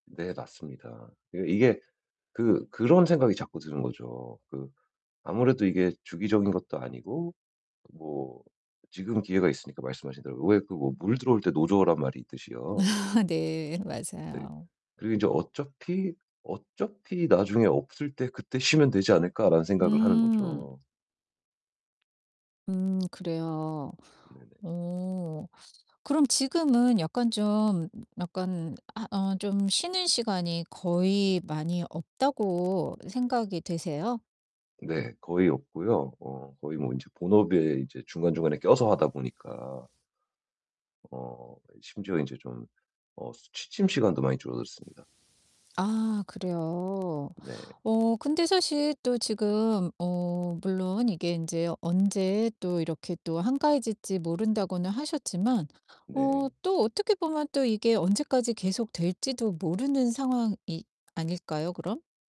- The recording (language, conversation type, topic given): Korean, advice, 휴식일과 활동일을 제 일상에 맞게 어떻게 균형 있게 계획하면 좋을까요?
- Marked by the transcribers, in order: laughing while speaking: "아"; distorted speech; other background noise; static